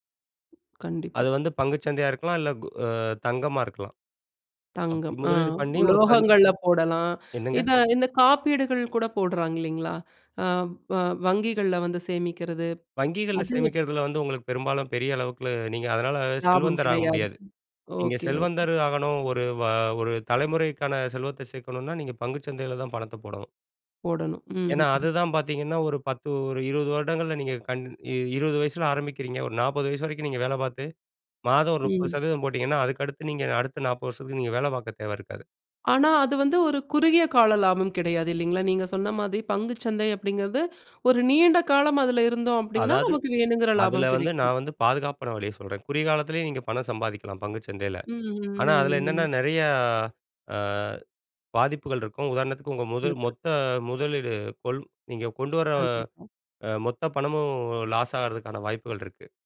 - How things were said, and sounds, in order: other background noise; in English: "லாஸ்"
- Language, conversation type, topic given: Tamil, podcast, பணம் சம்பாதிப்பதில் குறுகிய கால இலாபத்தையும் நீண்டகால நிலையான வருமானத்தையும் நீங்கள் எப்படி தேர்வு செய்கிறீர்கள்?